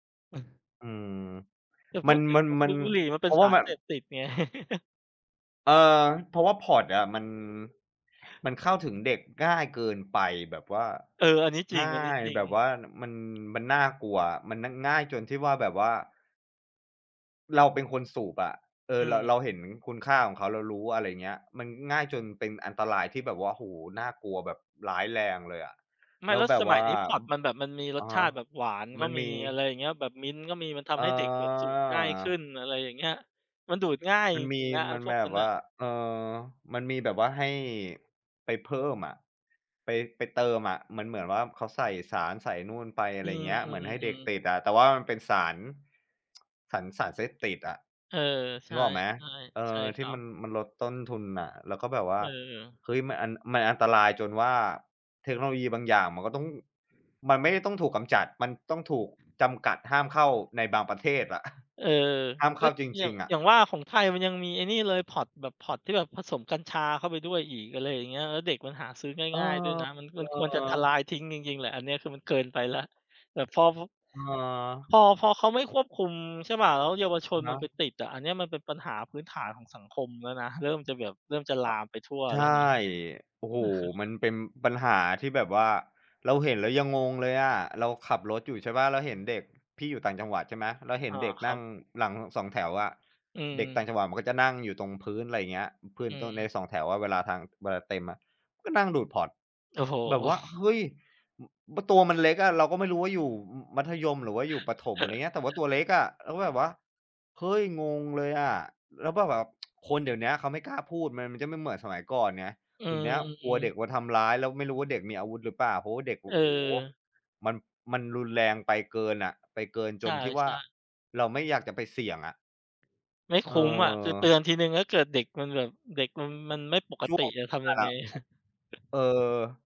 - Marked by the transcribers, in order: chuckle; laughing while speaking: "ไง"; laugh; drawn out: "เออ"; tsk; chuckle; "พื้นตรง" said as "พืนตน"; laughing while speaking: "โอ้โฮ !"; chuckle; chuckle; "วก็" said as "บ๊า"; tsk; chuckle; other background noise
- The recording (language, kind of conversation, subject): Thai, unstructured, ทำไมถึงยังมีคนสูบบุหรี่ทั้งที่รู้ว่ามันทำลายสุขภาพ?